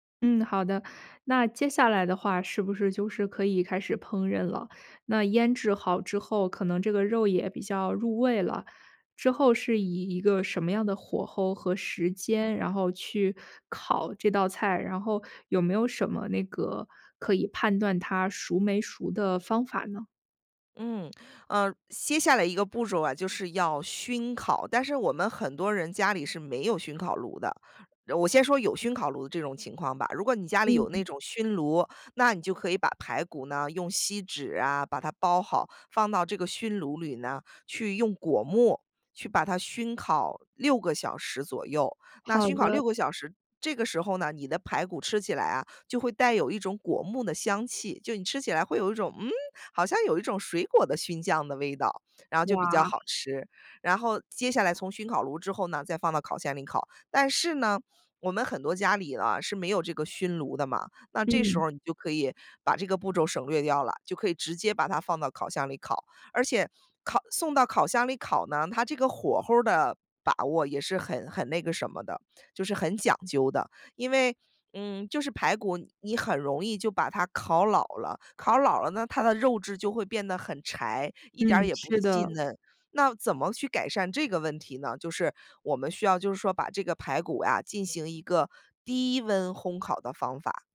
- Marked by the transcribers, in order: lip smack; "接" said as "歇"; other background noise
- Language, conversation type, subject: Chinese, podcast, 你最拿手的一道家常菜是什么？